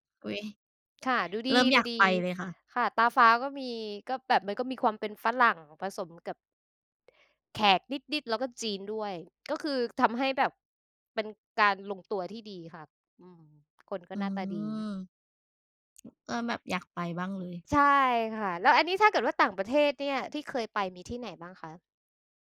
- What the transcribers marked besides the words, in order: other background noise; tapping
- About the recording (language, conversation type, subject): Thai, unstructured, สถานที่ท่องเที่ยวแห่งไหนที่ทำให้คุณประทับใจมากที่สุด?